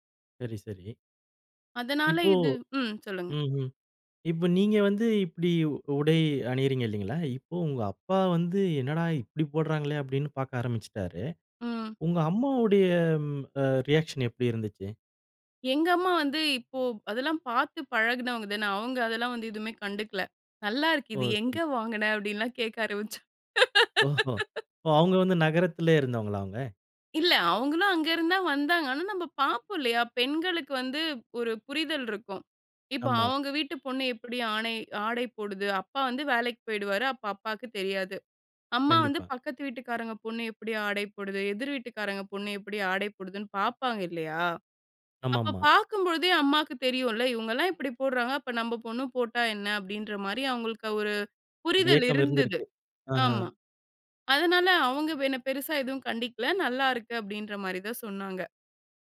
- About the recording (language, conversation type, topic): Tamil, podcast, புதிய தோற்றம் உங்கள் உறவுகளுக்கு எப்படி பாதிப்பு கொடுத்தது?
- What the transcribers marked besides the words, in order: other noise; other background noise; in English: "ரியாக்ஷன்"; laughing while speaking: "நல்லா இருக்கு. இது எங்கே வாங்குன? அப்டின்னுலாம் கேட்க ஆரம்பிச்சாங்"; horn